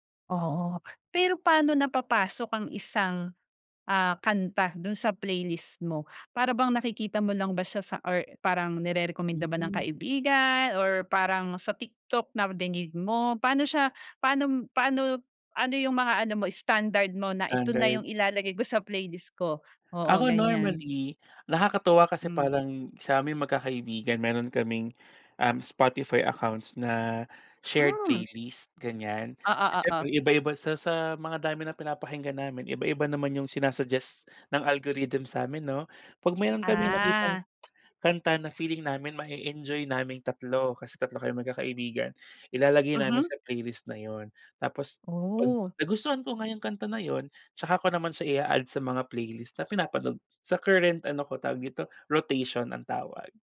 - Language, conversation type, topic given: Filipino, podcast, Paano nakakatulong ang musika sa araw-araw mong buhay?
- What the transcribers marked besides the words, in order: laughing while speaking: "ko"; tapping